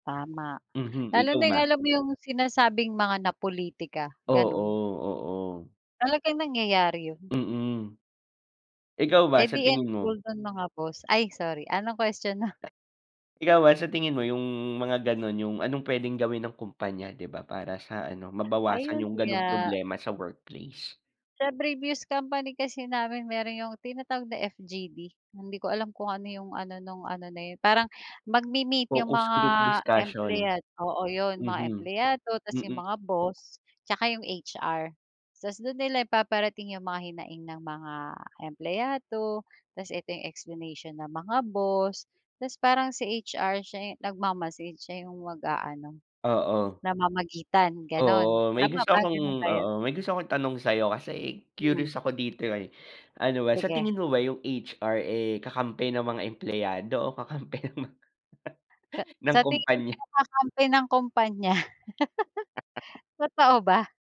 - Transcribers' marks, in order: other background noise; tapping; laughing while speaking: "kakampi ng mga"; laugh; laugh
- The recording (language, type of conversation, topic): Filipino, unstructured, Ano ang karaniwang problemang nararanasan mo sa trabaho na pinaka-nakakainis?